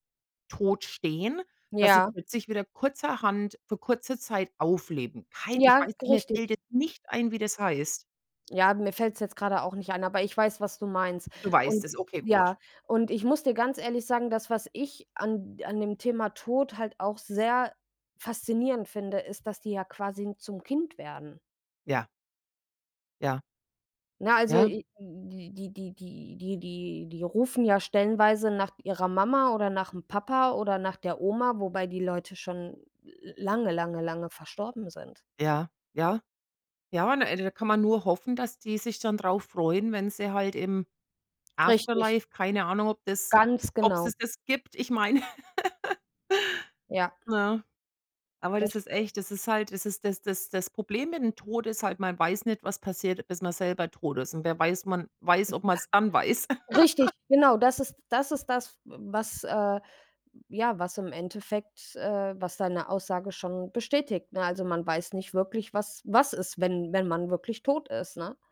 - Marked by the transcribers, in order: in English: "Afterlife"; laugh; unintelligible speech; laugh
- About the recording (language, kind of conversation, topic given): German, unstructured, Wie kann man mit Schuldgefühlen nach einem Todesfall umgehen?